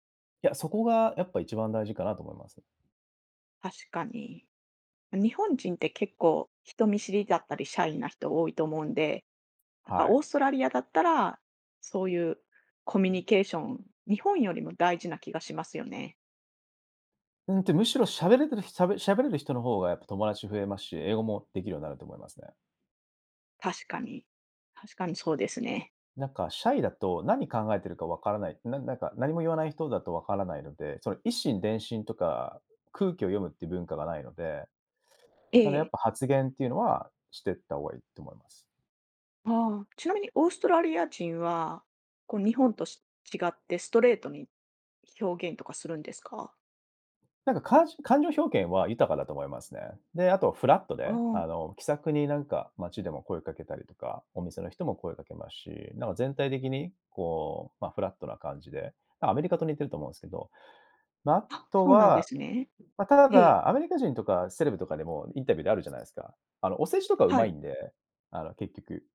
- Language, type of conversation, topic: Japanese, podcast, 新しい文化に馴染むとき、何を一番大切にしますか？
- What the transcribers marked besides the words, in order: none